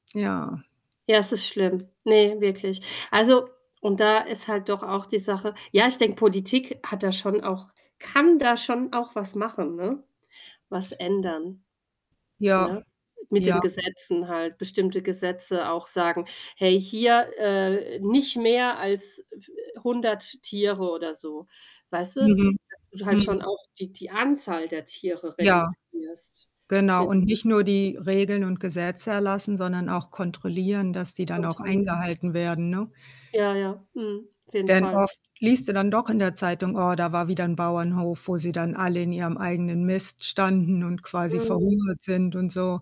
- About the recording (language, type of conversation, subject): German, unstructured, Wie fühlst du dich, wenn du von Massentierhaltung hörst?
- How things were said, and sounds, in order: static; other background noise; stressed: "kann"; distorted speech